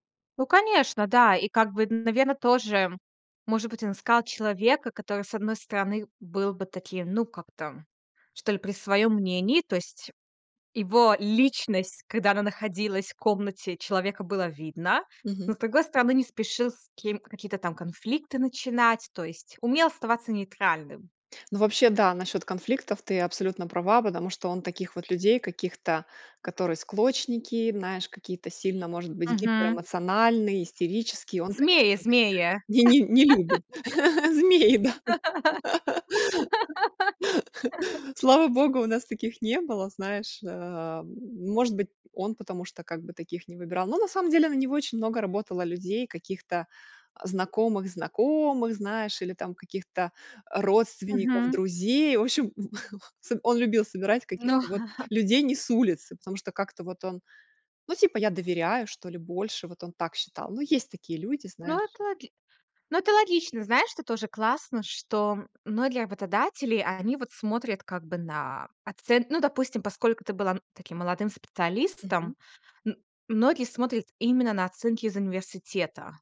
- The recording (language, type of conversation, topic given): Russian, podcast, Как произошёл ваш первый серьёзный карьерный переход?
- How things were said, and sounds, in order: other background noise; laughing while speaking: "змей, да"; laugh; laugh; chuckle; tapping